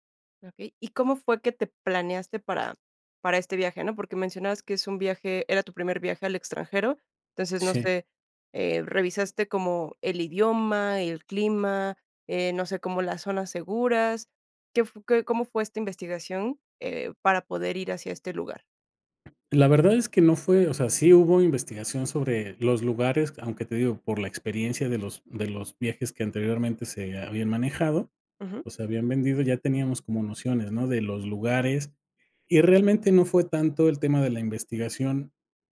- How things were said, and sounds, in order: tapping
- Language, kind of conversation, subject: Spanish, podcast, ¿Qué viaje te cambió la vida y por qué?